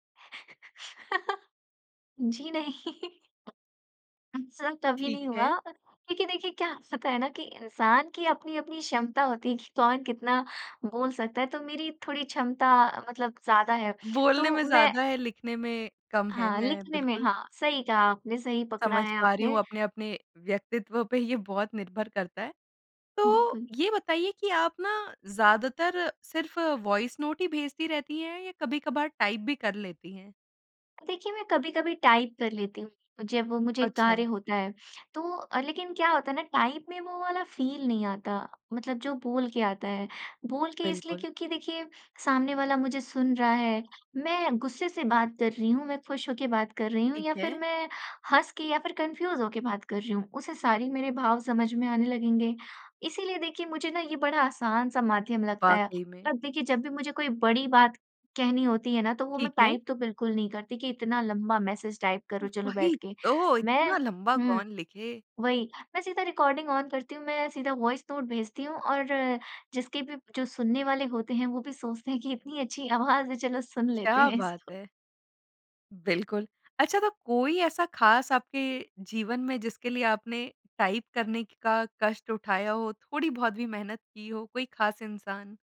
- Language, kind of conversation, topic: Hindi, podcast, आप वॉइस नोट और टाइप किए गए संदेश में से कब कौन सा चुनते हैं?
- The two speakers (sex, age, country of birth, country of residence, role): female, 20-24, India, India, guest; female, 25-29, India, India, host
- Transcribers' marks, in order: laugh; laughing while speaking: "नहीं"; laugh; other background noise; laughing while speaking: "क्या"; in English: "वॉइस नोट"; in English: "टाइप"; in English: "टाइप"; in English: "टाइप"; in English: "फील"; in English: "कन्फ्यूज़"; in English: "टाइप"; in English: "टाइप"; in English: "ऑन"; in English: "वॉइस नोट"; laughing while speaking: "आवाज़"; laughing while speaking: "इसको"; in English: "टाइप"